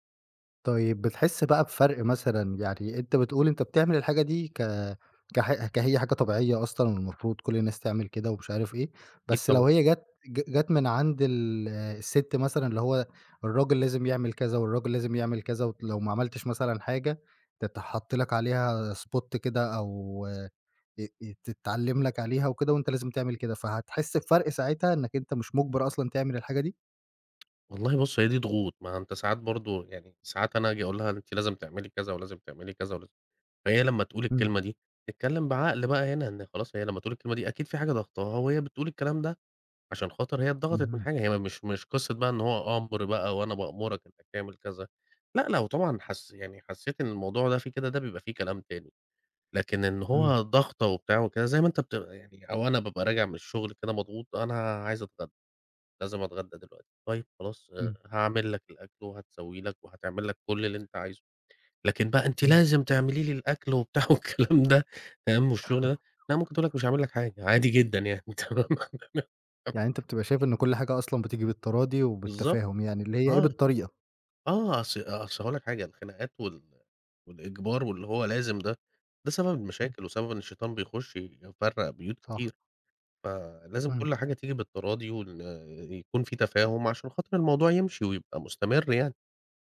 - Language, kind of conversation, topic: Arabic, podcast, إزاي شايفين أحسن طريقة لتقسيم شغل البيت بين الزوج والزوجة؟
- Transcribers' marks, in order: in English: "spot"; tsk; laughing while speaking: "والكلام ده"; chuckle; laughing while speaking: "تمام؟"; unintelligible speech